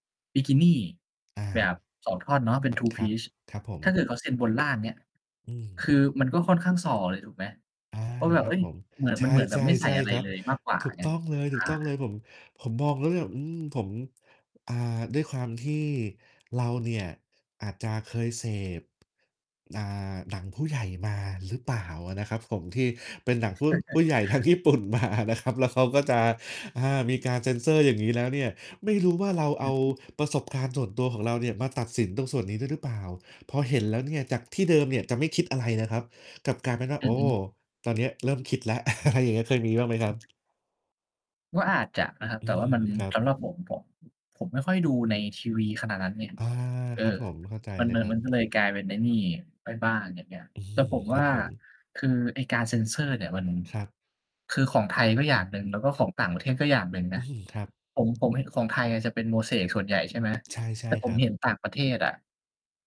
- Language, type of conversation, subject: Thai, unstructured, คุณมีความคิดเห็นอย่างไรเกี่ยวกับการเซ็นเซอร์ในภาพยนตร์ไทย?
- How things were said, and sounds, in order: distorted speech; other background noise; laughing while speaking: "ญี่ปุ่นมานะครับ"; laugh; laughing while speaking: "อะไรอย่างเงี้ย"; tapping